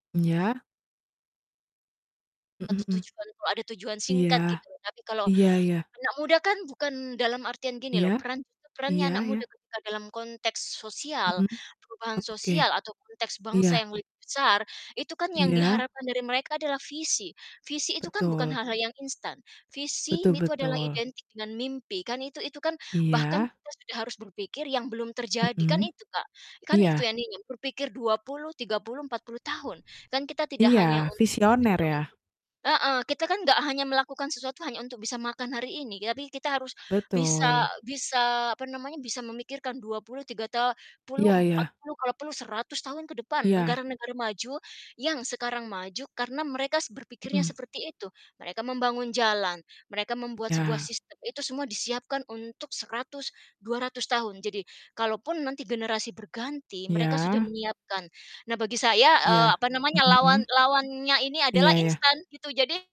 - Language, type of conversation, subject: Indonesian, unstructured, Bagaimana peran anak muda dalam mendorong perubahan sosial?
- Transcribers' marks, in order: distorted speech; tapping; "itu" said as "mitu"; static; other background noise